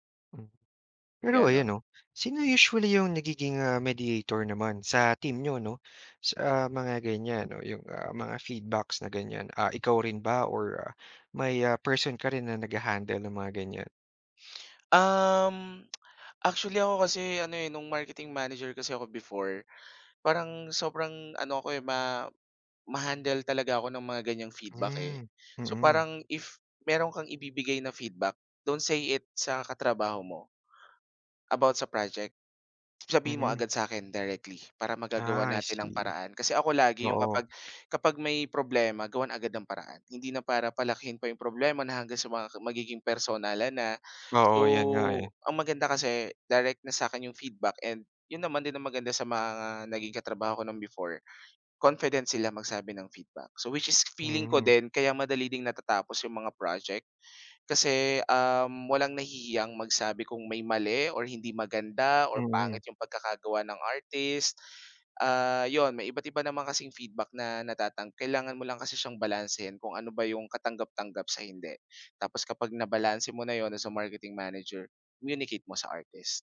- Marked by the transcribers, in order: tapping; other background noise
- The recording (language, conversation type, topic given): Filipino, podcast, Paano ka nakikipagtulungan sa ibang alagad ng sining para mas mapaganda ang proyekto?